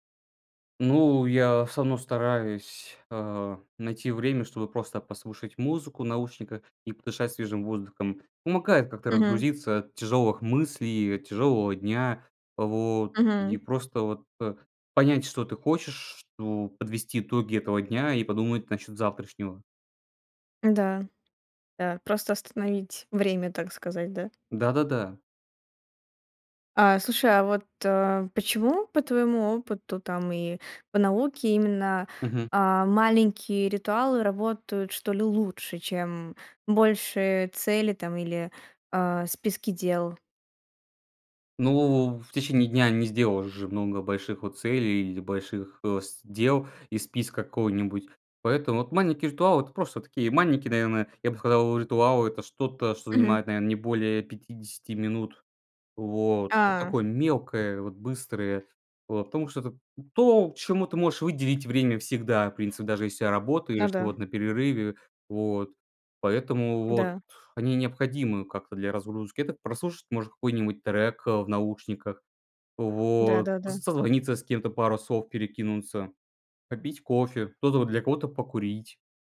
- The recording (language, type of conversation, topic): Russian, podcast, Как маленькие ритуалы делают твой день лучше?
- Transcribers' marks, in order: "что" said as "шту"; tapping